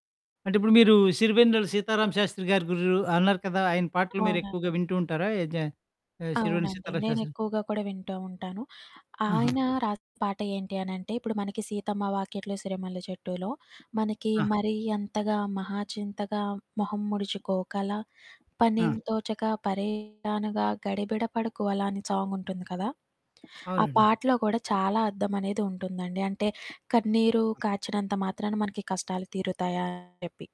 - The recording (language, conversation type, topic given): Telugu, podcast, మీ జీవిత సంఘటనలతో గట్టిగా ముడిపడిపోయిన పాట ఏది?
- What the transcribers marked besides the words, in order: other background noise; singing: "మరి అంతగా మహాచింతగా మొహం ముడుచుకోకలా, పనేం తోచక పరేషానుగా గడిబిడ పడకు అలా"; distorted speech; lip smack